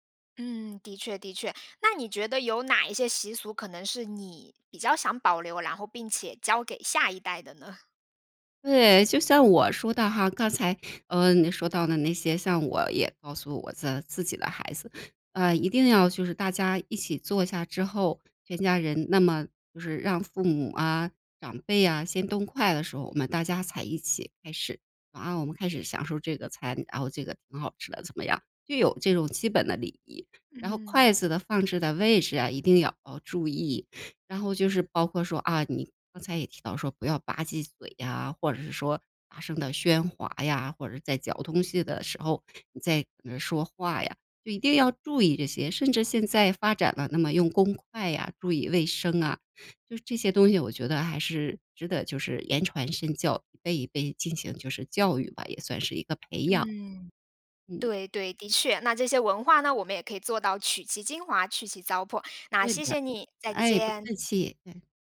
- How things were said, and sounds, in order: "然" said as "蓝"; laughing while speaking: "呢？"; "的" said as "咋"; other background noise
- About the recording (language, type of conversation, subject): Chinese, podcast, 你们家平时有哪些日常习俗？